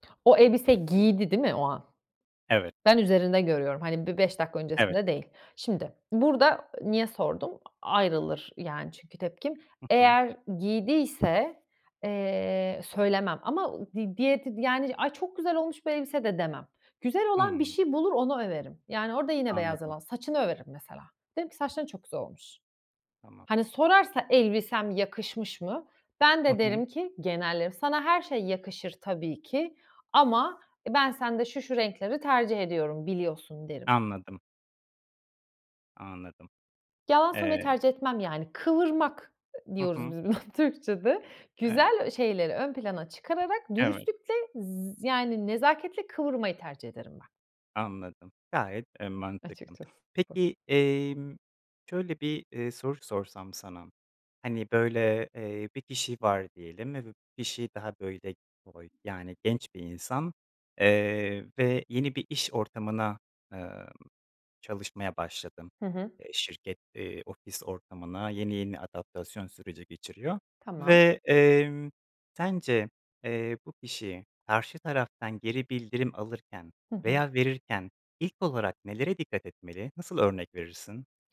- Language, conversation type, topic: Turkish, podcast, Geri bildirim verirken nelere dikkat edersin?
- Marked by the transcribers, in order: other background noise; other noise; laughing while speaking: "buna"; tapping